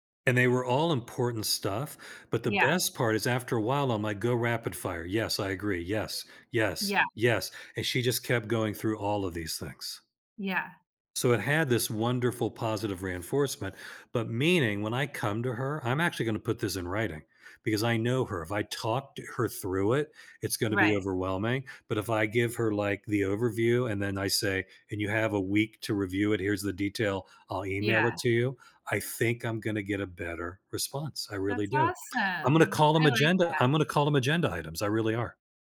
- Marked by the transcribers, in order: other background noise
- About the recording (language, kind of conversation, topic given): English, unstructured, How can practicing gratitude change your outlook and relationships?